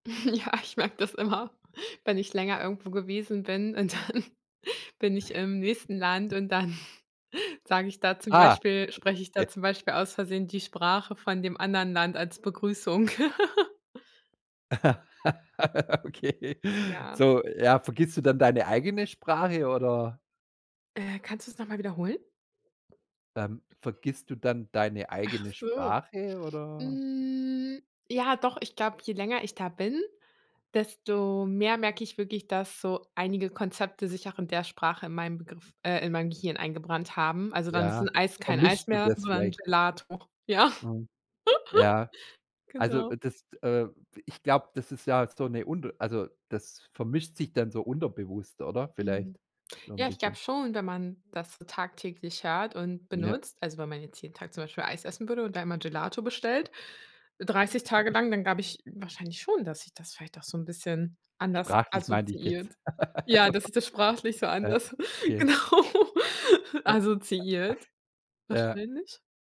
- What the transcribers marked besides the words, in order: chuckle; laughing while speaking: "Ja, ich merke das immer"; laughing while speaking: "und dann"; other background noise; laughing while speaking: "dann"; snort; laugh; laughing while speaking: "Okay"; drawn out: "Hm"; laughing while speaking: "Ja"; laugh; chuckle; laugh; laughing while speaking: "also"; unintelligible speech; other noise; laughing while speaking: "genau"; chuckle
- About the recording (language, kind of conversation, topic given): German, podcast, Woran merkst du, dass du dich an eine neue Kultur angepasst hast?